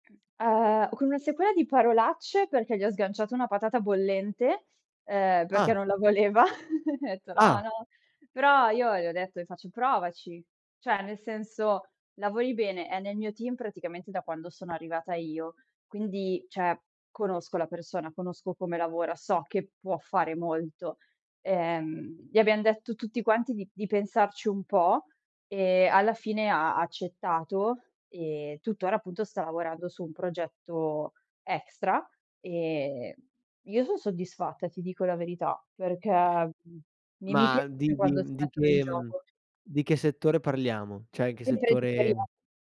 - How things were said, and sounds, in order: "sequela" said as "sequena"; laugh
- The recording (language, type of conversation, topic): Italian, podcast, Come bilanci la sicurezza economica e la soddisfazione personale nelle tue scelte?